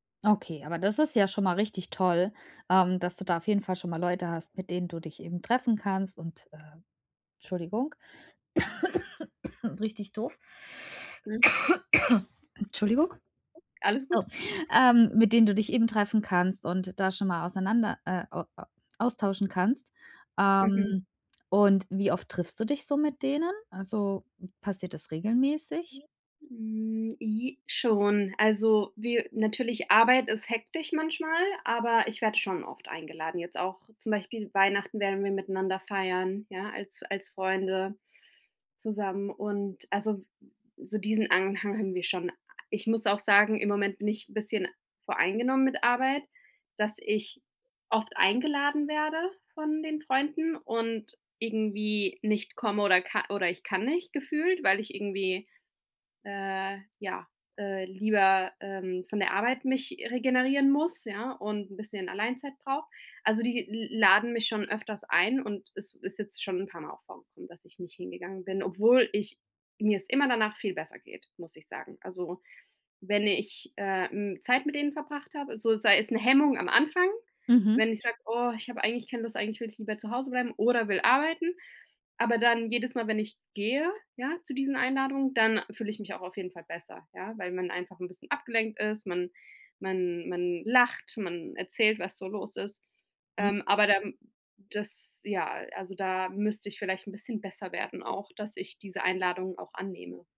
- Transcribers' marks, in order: cough; unintelligible speech
- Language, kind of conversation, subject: German, advice, Wie kann ich durch Routinen Heimweh bewältigen und mich am neuen Ort schnell heimisch fühlen?